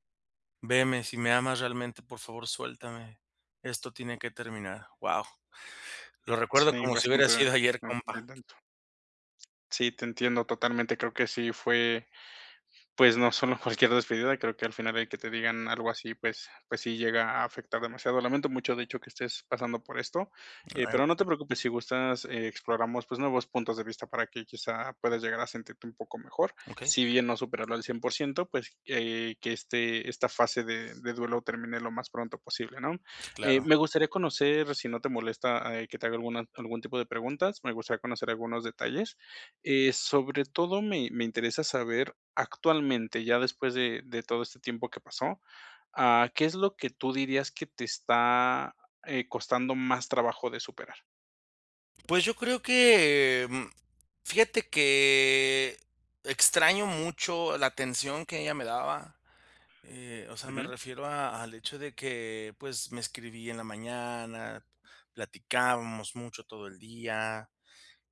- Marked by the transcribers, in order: unintelligible speech; other background noise; tapping
- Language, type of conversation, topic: Spanish, advice, ¿Cómo puedo sobrellevar las despedidas y los cambios importantes?